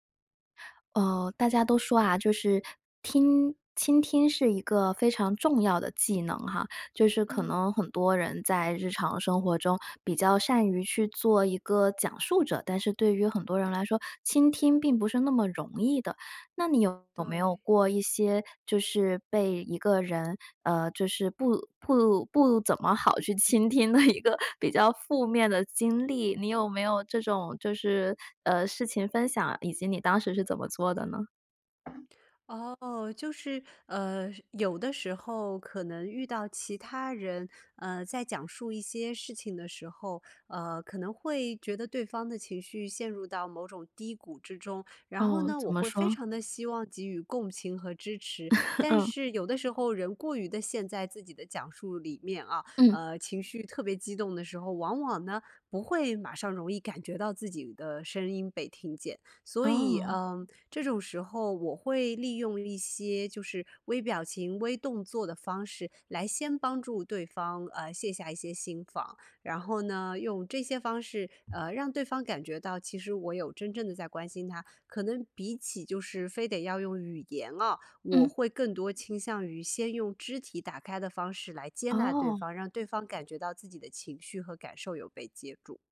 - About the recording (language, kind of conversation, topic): Chinese, podcast, 有什么快速的小技巧能让别人立刻感到被倾听吗？
- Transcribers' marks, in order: laughing while speaking: "倾听的一个"; other background noise; laugh